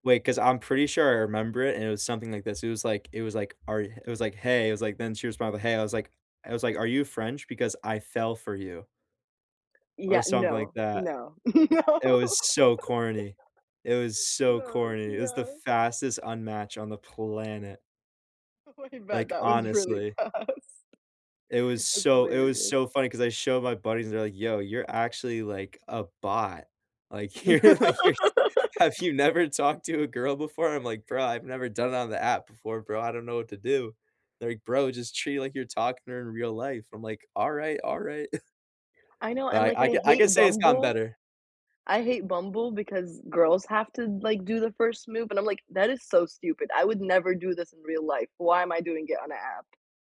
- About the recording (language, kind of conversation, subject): English, unstructured, How do you navigate modern dating and technology to build meaningful connections?
- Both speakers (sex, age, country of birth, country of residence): female, 18-19, Egypt, United States; male, 18-19, United States, United States
- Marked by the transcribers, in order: laugh; laughing while speaking: "no"; stressed: "so"; laugh; tapping; laughing while speaking: "Oh, I bet that was really fast"; laughing while speaking: "you're, like, you're s"; laugh; chuckle